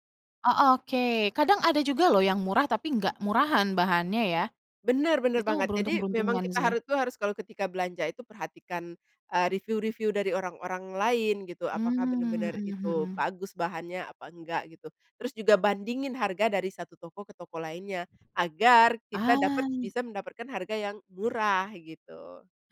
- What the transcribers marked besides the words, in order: other background noise
- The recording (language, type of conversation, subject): Indonesian, podcast, Bagaimana cara Anda tetap tampil gaya dengan anggaran terbatas?